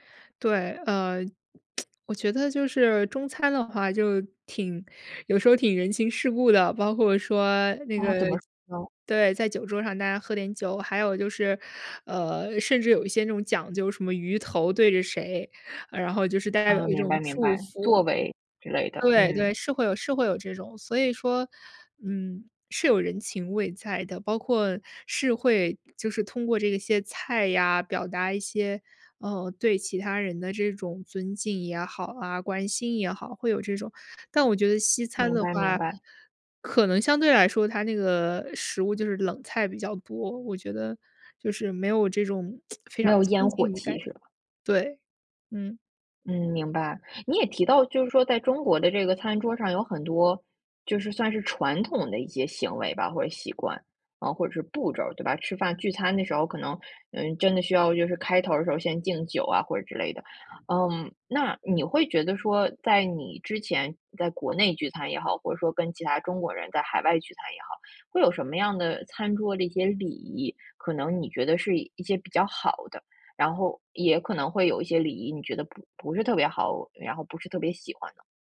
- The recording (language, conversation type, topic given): Chinese, podcast, 你怎么看待大家一起做饭、一起吃饭时那种聚在一起的感觉？
- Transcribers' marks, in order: other background noise; tsk; tsk